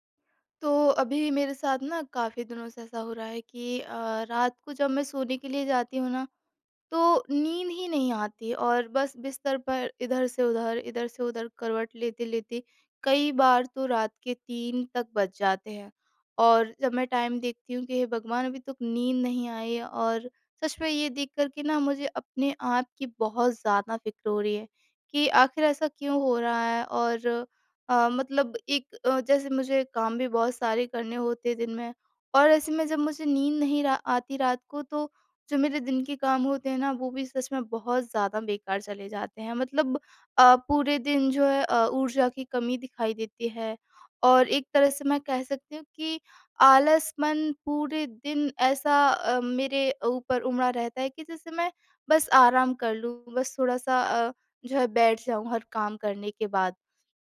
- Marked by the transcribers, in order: in English: "टाइम"
- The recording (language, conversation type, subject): Hindi, advice, रात को चिंता के कारण नींद न आना और बेचैनी